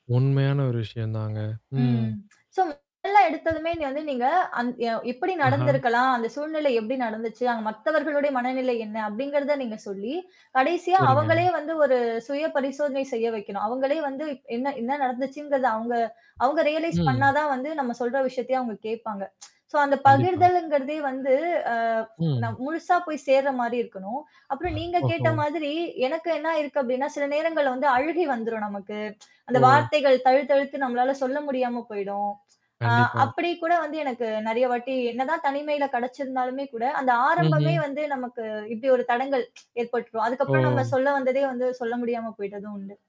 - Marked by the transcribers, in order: other noise; static; other background noise; distorted speech; tapping; mechanical hum; in English: "ரியலைஸ்"; tsk; in English: "சோ"; tsk; tsk
- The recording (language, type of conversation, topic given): Tamil, podcast, தனிமையில் இருக்கும்போது உங்கள் உணர்ச்சிகளைப் பகிர்வதை எப்படித் தொடங்குகிறீர்கள்?